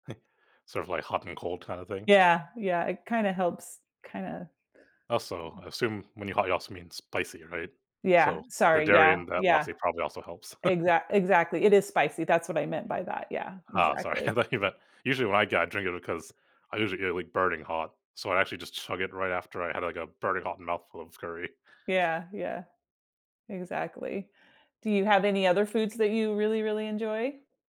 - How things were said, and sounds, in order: chuckle; other background noise; chuckle; laughing while speaking: "I thought you meant"
- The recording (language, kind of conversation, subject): English, unstructured, How do certain foods bring us comfort or remind us of home?
- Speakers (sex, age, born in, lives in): female, 55-59, United States, United States; male, 25-29, United States, United States